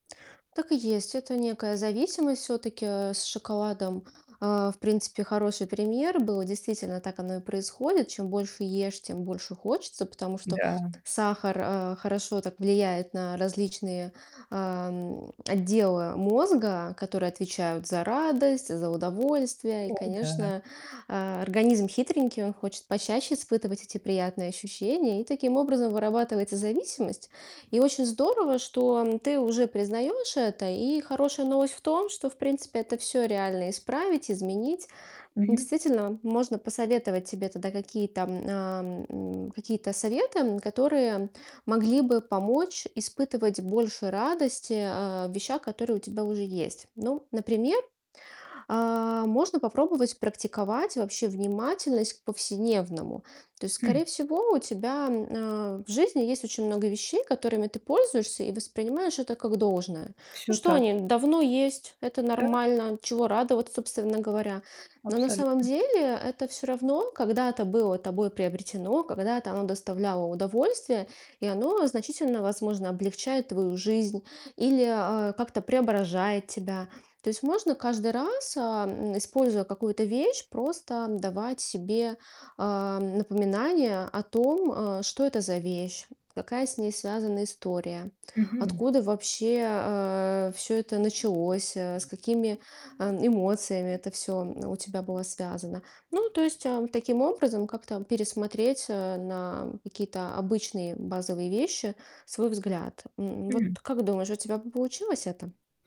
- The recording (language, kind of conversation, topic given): Russian, advice, Как найти радость в вещах, которые у вас уже есть?
- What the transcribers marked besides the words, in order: distorted speech; static; other background noise; mechanical hum